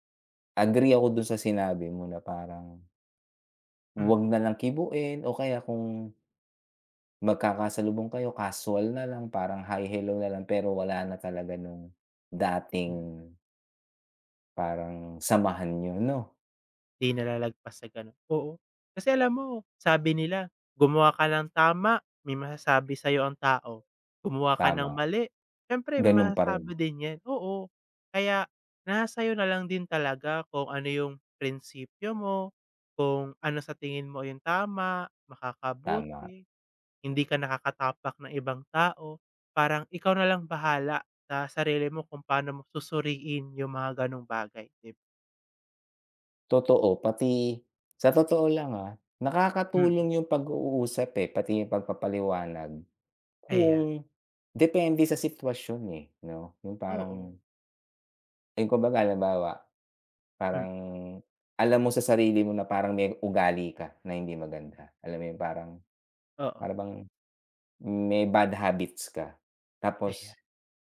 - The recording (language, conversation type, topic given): Filipino, unstructured, Paano mo hinaharap ang mga taong hindi tumatanggap sa iyong pagkatao?
- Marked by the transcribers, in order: none